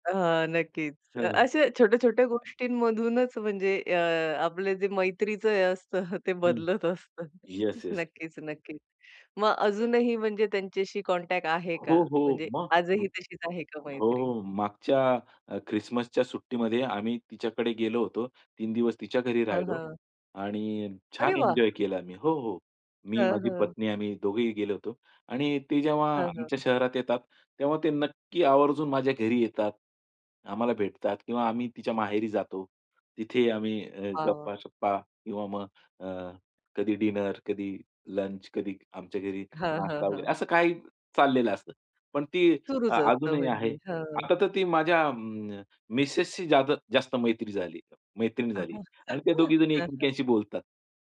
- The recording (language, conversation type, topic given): Marathi, podcast, ट्रेनप्रवासात तुमची एखाद्या अनोळखी व्यक्तीशी झालेली संस्मरणीय भेट कशी घडली?
- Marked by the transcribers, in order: laughing while speaking: "हे असतं ते बदलत असतं"; in English: "कॉन्टॅक्ट"; tapping; other noise; in English: "डिनर"; laugh